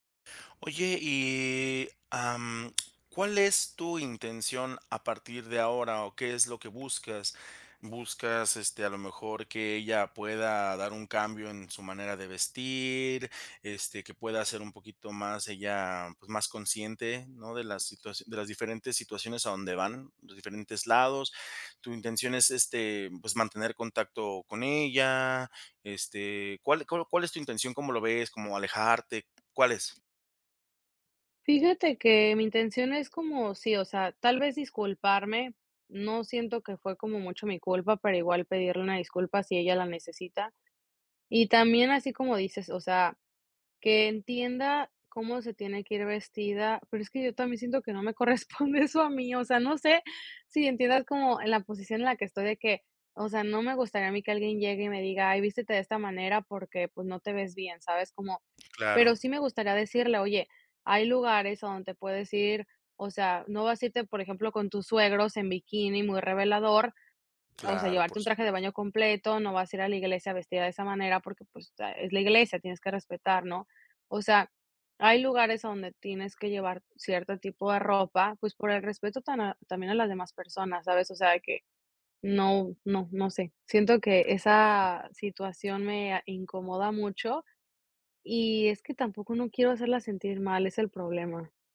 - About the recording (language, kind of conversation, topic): Spanish, advice, ¿Cómo puedo resolver un malentendido causado por mensajes de texto?
- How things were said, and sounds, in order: laughing while speaking: "corresponde eso a mí, o sea, no sé"; tapping